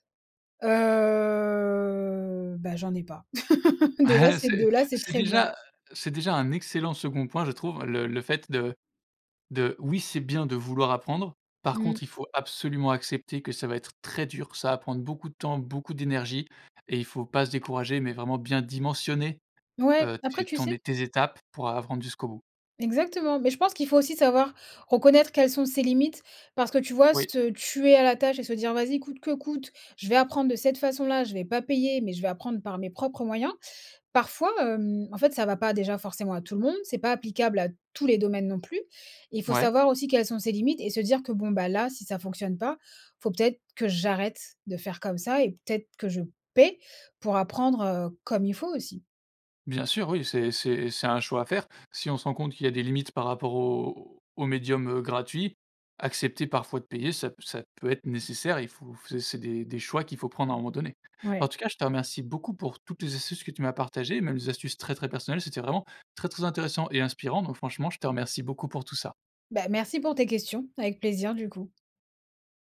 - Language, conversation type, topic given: French, podcast, Tu as des astuces pour apprendre sans dépenser beaucoup d’argent ?
- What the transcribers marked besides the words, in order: chuckle; tapping